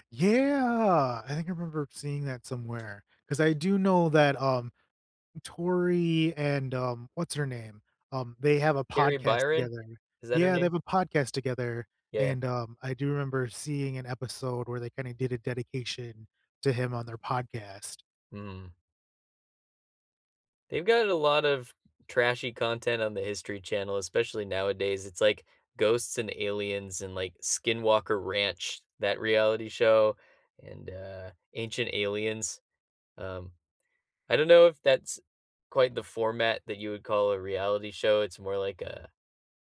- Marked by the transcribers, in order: drawn out: "Yeah"; tapping
- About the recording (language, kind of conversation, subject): English, unstructured, Which reality TV guilty pleasures keep you hooked, and what makes them irresistible to you?
- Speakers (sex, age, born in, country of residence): male, 25-29, United States, United States; male, 35-39, United States, United States